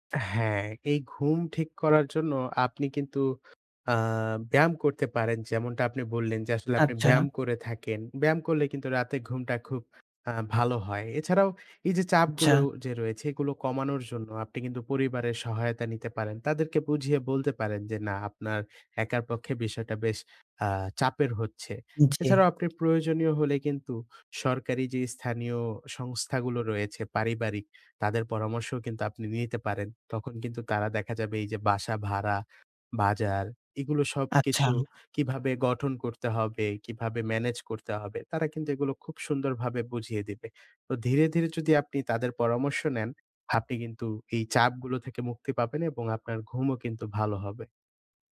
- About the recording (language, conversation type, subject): Bengali, advice, মাস শেষ হওয়ার আগেই টাকা শেষ হয়ে যাওয়া নিয়ে কেন আপনার উদ্বেগ হচ্ছে?
- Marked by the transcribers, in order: none